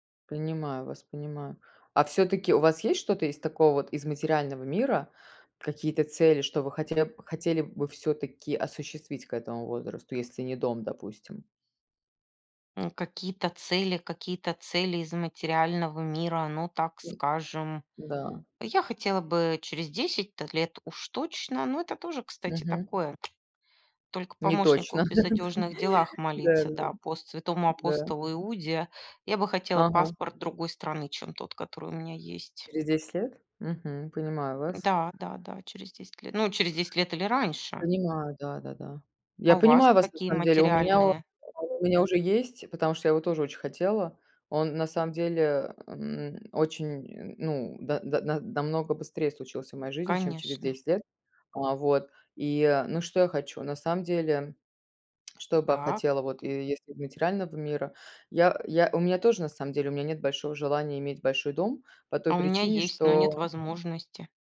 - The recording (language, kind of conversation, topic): Russian, unstructured, Как ты видишь свою жизнь через десять лет?
- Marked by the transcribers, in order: tapping; other background noise; tongue click; chuckle